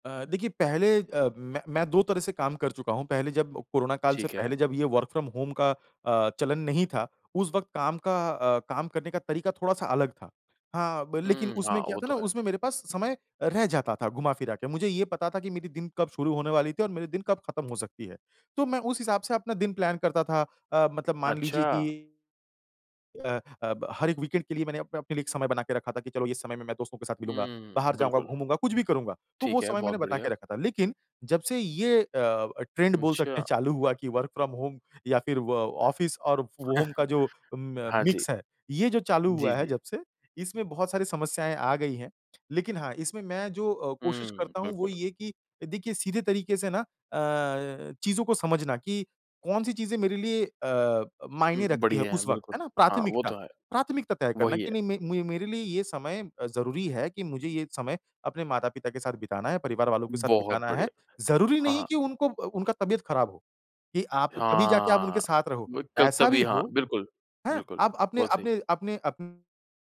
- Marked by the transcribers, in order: in English: "वर्क फ्रॉम होम"; in English: "प्लान"; in English: "वीकेंड"; in English: "ट्रेंड"; chuckle; in English: "वर्क फ्रॉम होम"; in English: "ऑफिस"; in English: "होम"; in English: "मिक्स"
- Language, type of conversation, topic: Hindi, podcast, काम और निजी जीवन में संतुलन बनाए रखने के लिए आप कौन-से नियम बनाते हैं?